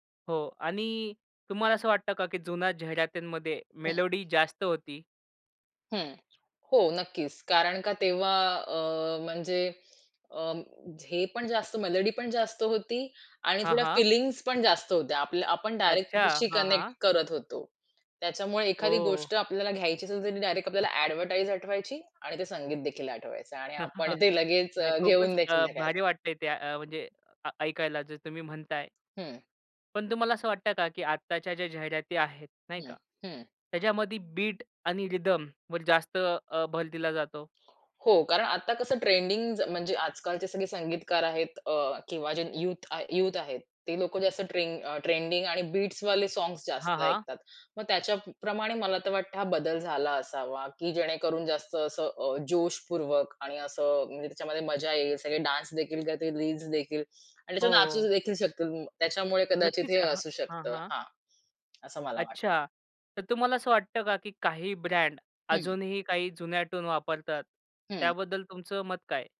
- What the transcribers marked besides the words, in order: in English: "मेलोडी"; "मेलडी" said as "मेलोडी"; other background noise; in English: "मेलोडी"; "मेलडी" said as "मेलोडी"; in English: "कनेक्ट"; in English: "अ‍ॅडव्हर्टाइज"; background speech; laughing while speaking: "ते"; chuckle; in English: "रिदमवर"; tapping; in English: "डान्सदेखील"; unintelligible speech
- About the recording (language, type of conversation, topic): Marathi, podcast, टीव्ही जाहिरातींनी किंवा लघु व्हिडिओंनी संगीत कसे बदलले आहे?